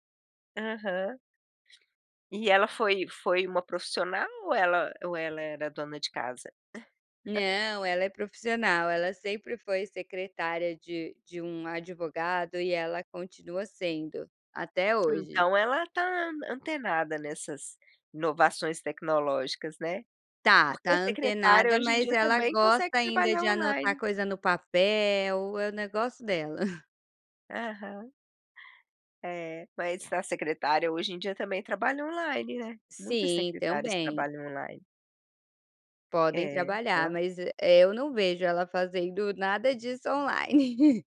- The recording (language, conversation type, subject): Portuguese, podcast, Como você mantém o foco ao trabalhar de casa?
- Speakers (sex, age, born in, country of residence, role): female, 35-39, Brazil, Portugal, guest; female, 55-59, Brazil, United States, host
- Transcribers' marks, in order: laugh; chuckle; chuckle